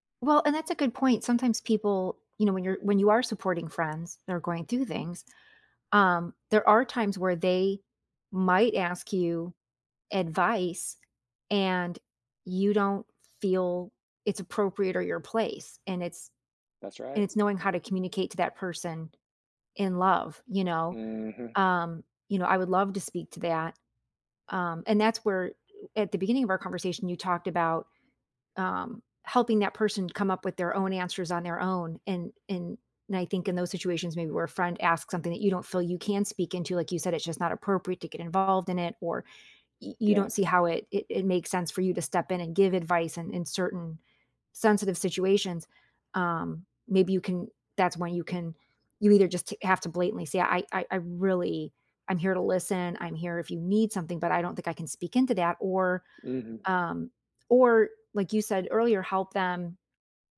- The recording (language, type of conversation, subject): English, unstructured, How do you show up for friends when they are going through difficult times?
- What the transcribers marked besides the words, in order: none